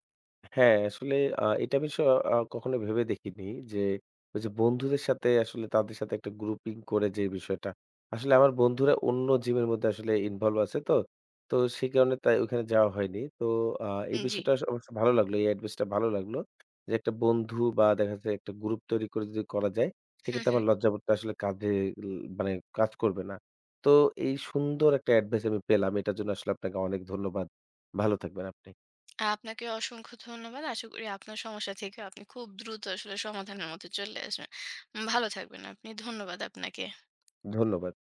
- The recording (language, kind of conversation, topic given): Bengali, advice, জিমে গেলে কেন আমি লজ্জা পাই এবং অন্যদের সামনে অস্বস্তি বোধ করি?
- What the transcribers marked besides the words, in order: "বিষয়" said as "বিসঅ"; tapping; other background noise